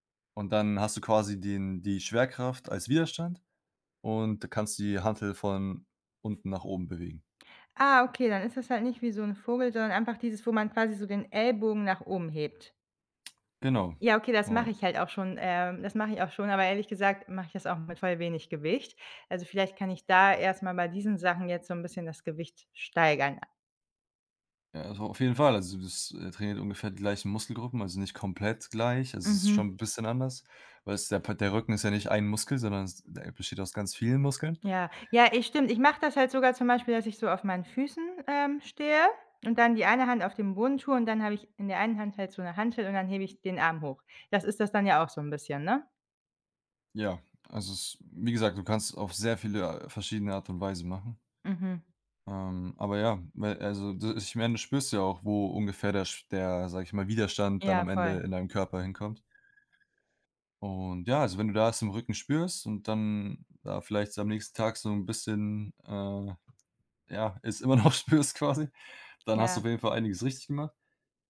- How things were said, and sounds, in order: other background noise; laughing while speaking: "immernoch"
- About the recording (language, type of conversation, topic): German, advice, Wie kann ich passende Trainingsziele und einen Trainingsplan auswählen, wenn ich unsicher bin?